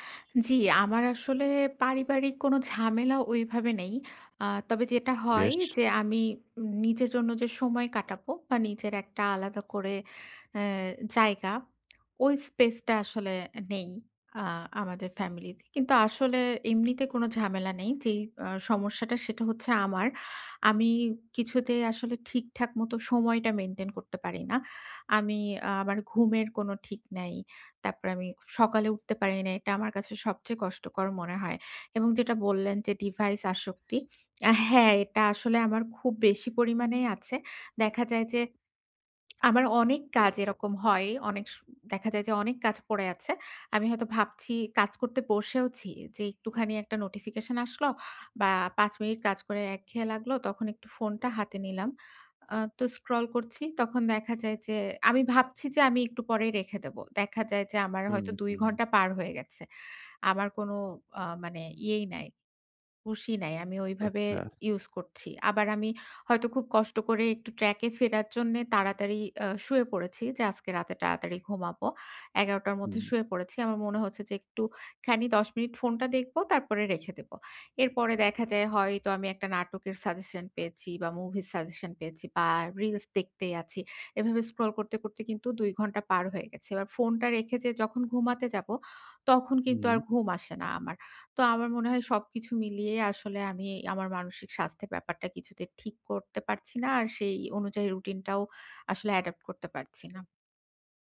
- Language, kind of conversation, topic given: Bengali, advice, ভ্রমণ বা সাপ্তাহিক ছুটিতে মানসিক সুস্থতা বজায় রাখতে দৈনন্দিন রুটিনটি দ্রুত কীভাবে মানিয়ে নেওয়া যায়?
- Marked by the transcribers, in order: lip smack; background speech; lip smack